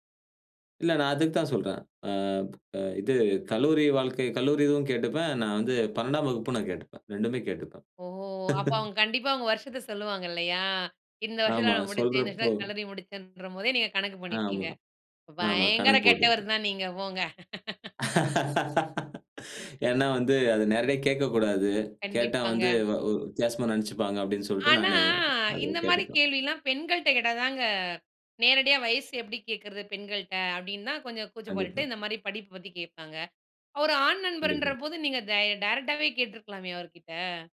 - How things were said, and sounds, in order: laugh; other background noise; laugh; in English: "டைரக்ட்டாவே"
- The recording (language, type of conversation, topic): Tamil, podcast, புதிய இடத்தில் நண்பர்களை எப்படிப் பழகிக் கொள்வது?